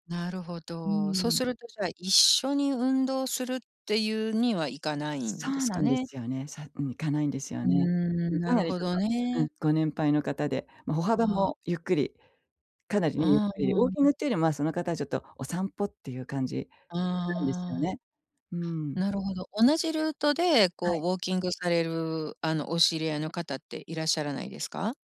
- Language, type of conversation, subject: Japanese, advice, 周りの目が気になって運動を始められないとき、どうすれば不安を減らせますか？
- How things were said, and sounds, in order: none